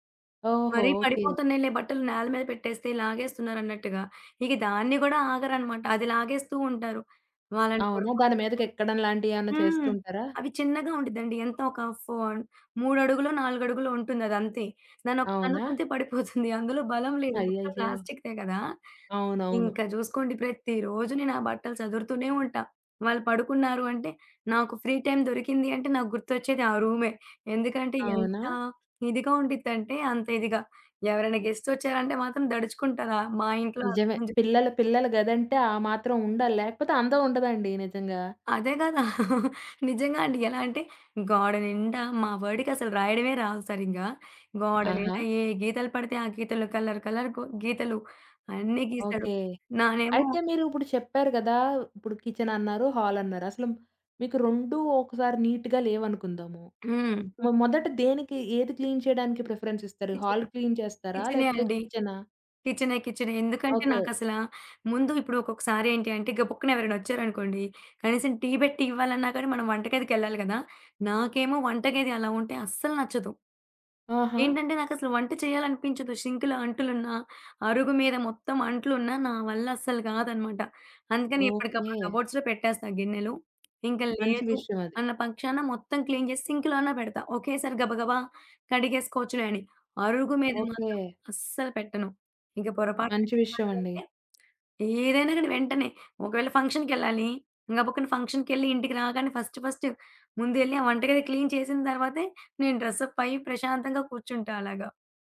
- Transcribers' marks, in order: tapping; in English: "ఫోర్"; other background noise; chuckle; in English: "ఫ్రీ టైమ్"; in English: "గెస్ట్"; in English: "రూమ్"; chuckle; in English: "కలర్ కలర్"; in English: "కిచెన్"; in English: "హాల్"; in English: "నీట్‌గా"; in English: "క్లీన్"; in English: "ప్రిఫరెన్స్"; in English: "హాల్ క్లీన్"; in English: "కిచెన్"; in English: "సింక్‌లో"; in English: "కబోర్డ్స్‌లో"; in English: "క్లీన్"; in English: "సింక్‌లోనే"; in English: "ఫంక్షన్‌కెళ్లాలి"; in English: "ఫంక్షన్‌కెళ్ళి"; in English: "ఫస్ట్ ఫస్ట్"; in English: "క్లీన్"; in English: "డ్రెస్ అప్"
- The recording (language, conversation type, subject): Telugu, podcast, 10 నిమిషాల్లో రోజూ ఇల్లు సర్దేసేందుకు మీ చిట్కా ఏమిటి?